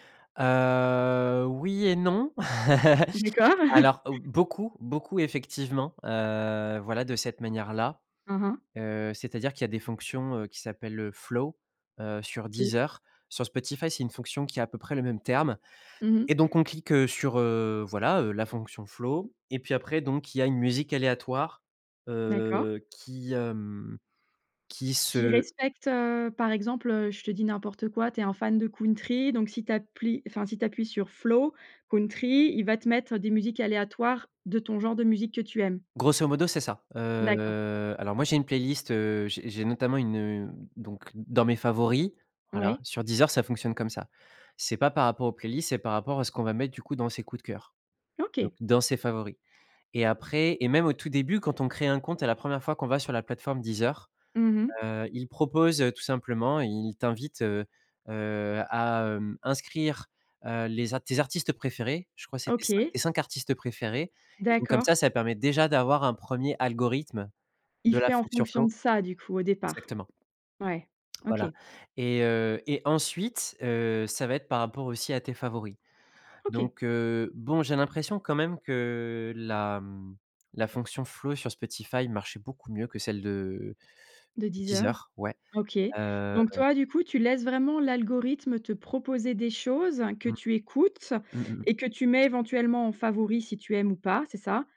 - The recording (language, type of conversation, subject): French, podcast, Comment trouvez-vous de nouvelles musiques en ce moment ?
- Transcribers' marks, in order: drawn out: "Heu"; chuckle; chuckle; drawn out: "Heu"; stressed: "favoris"; other background noise